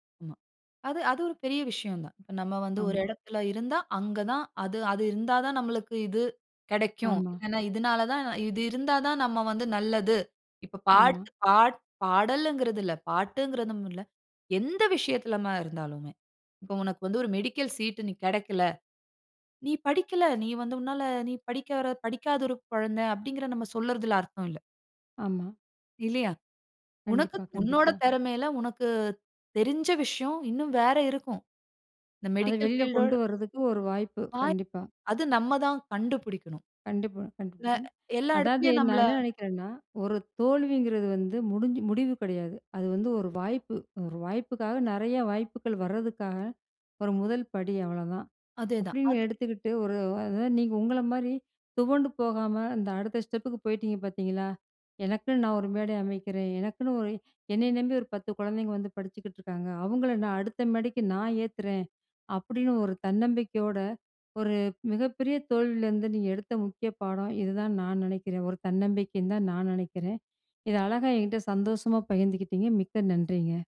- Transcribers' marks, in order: "படிக்காத" said as "படிக்கவற"; in English: "மெடிக்கல் ஃபீல்ட்டோட"; other background noise
- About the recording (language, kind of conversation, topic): Tamil, podcast, ஒரு மிகப் பெரிய தோல்வியிலிருந்து நீங்கள் கற்றுக்கொண்ட மிக முக்கியமான பாடம் என்ன?